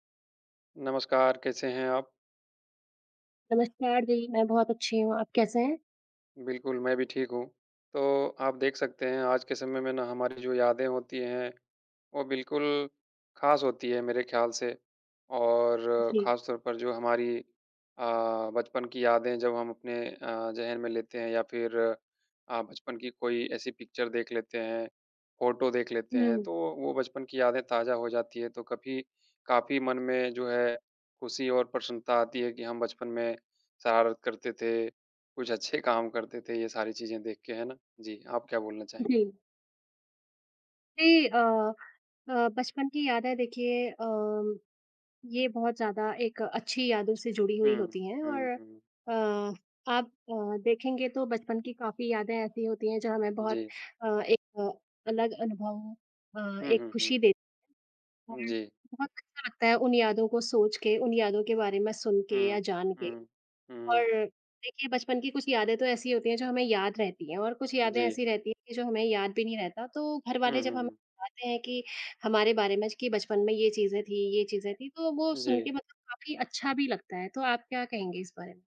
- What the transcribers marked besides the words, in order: in English: "पिक्चर"
- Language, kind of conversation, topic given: Hindi, unstructured, आपके लिए क्या यादें दुख से ज़्यादा सांत्वना देती हैं या ज़्यादा दर्द?